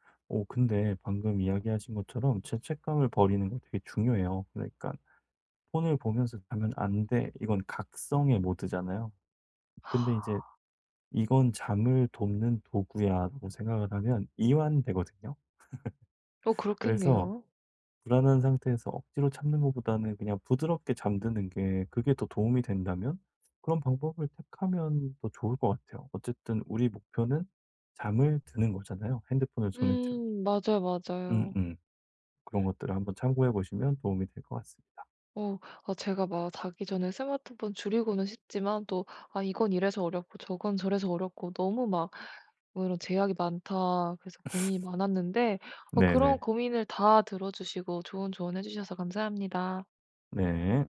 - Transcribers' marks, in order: other background noise; tapping; sigh; laugh; laugh
- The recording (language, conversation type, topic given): Korean, advice, 자기 전에 스마트폰 사용을 줄여 더 빨리 잠들려면 어떻게 시작하면 좋을까요?